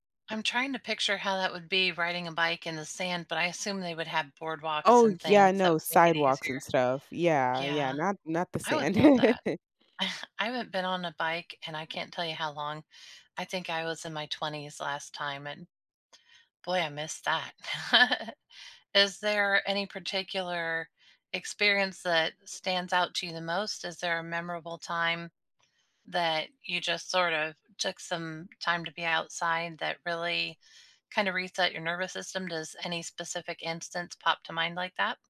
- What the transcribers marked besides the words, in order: laugh; chuckle; laugh
- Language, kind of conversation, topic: English, unstructured, How can taking short breaks in nature help you recharge during busy weeks and strengthen your relationships?
- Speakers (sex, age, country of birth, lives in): female, 20-24, United States, United States; female, 45-49, United States, United States